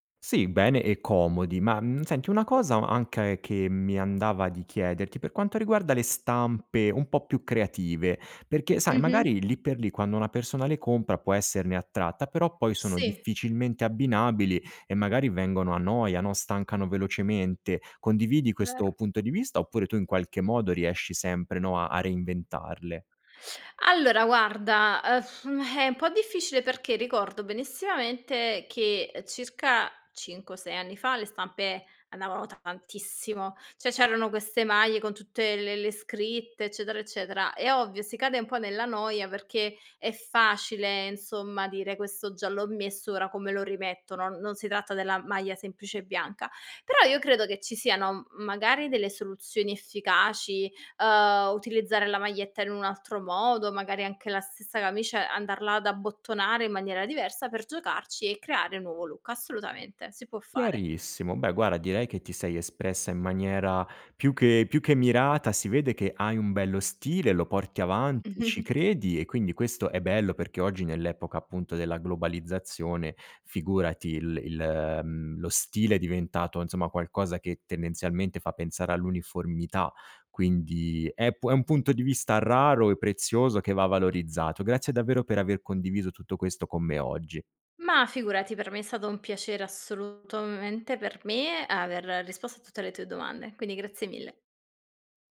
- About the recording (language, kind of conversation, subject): Italian, podcast, Che ruolo ha il tuo guardaroba nella tua identità personale?
- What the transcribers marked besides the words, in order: unintelligible speech; "anche" said as "ancae"; other background noise; lip trill; "Cioè" said as "ceh"; in English: "look"; "guarda" said as "guara"; chuckle; "assolutamente" said as "assolutomente"